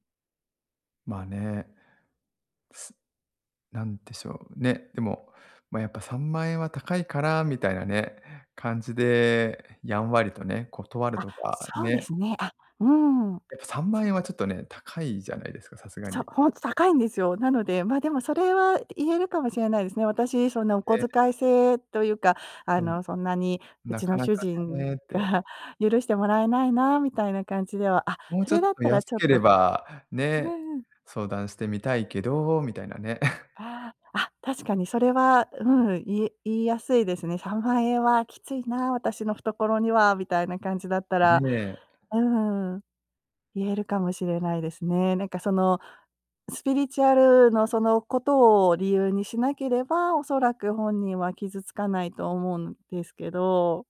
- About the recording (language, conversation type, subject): Japanese, advice, 友人の行動が個人的な境界を越えていると感じたとき、どうすればよいですか？
- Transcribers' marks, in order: tapping; laugh